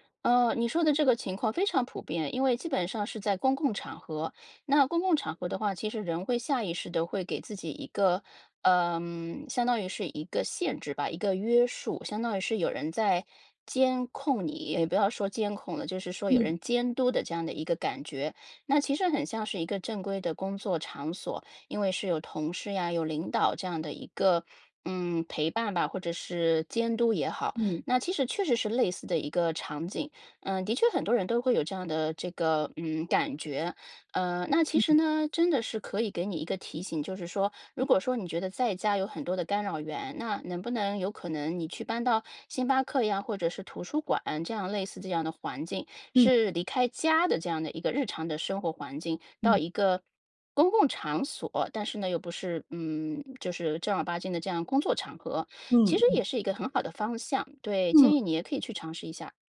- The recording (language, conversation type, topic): Chinese, advice, 我总是拖延重要任务、迟迟无法开始深度工作，该怎么办？
- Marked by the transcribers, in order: tapping; stressed: "家"